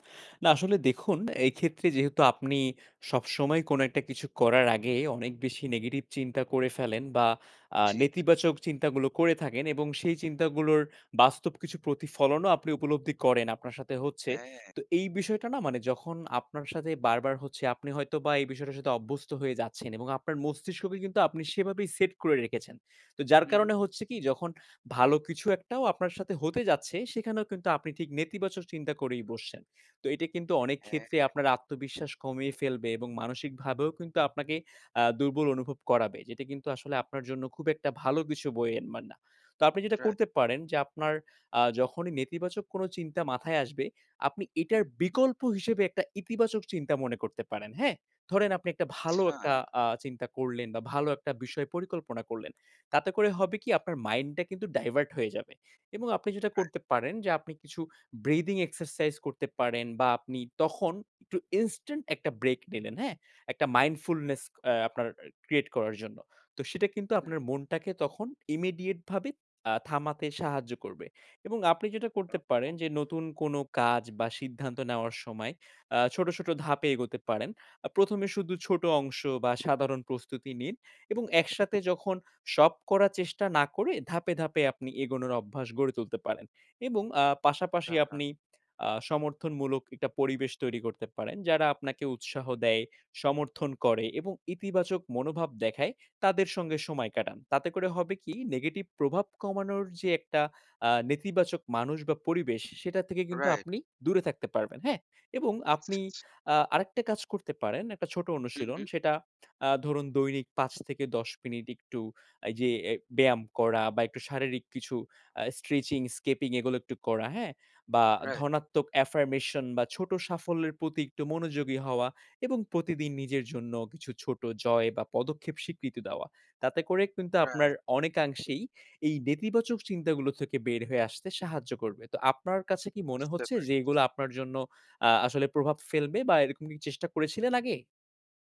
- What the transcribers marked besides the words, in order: other background noise; tapping; "আনবে" said as "এনবান"; in English: "ডাইভার্ট"; in English: "ব্রিদিং এক্সারসাইজ"; in English: "মাইন্ডফুলনেস"; in English: "ক্রিয়েট"; other noise; in English: "ইমিডিয়েট"; unintelligible speech; in English: "স্ট্রেচিং, স্কিপিং"; in English: "আফারমেশন"
- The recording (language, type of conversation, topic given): Bengali, advice, নেতিবাচক চিন্তা থেকে কীভাবে আমি আমার দৃষ্টিভঙ্গি বদলাতে পারি?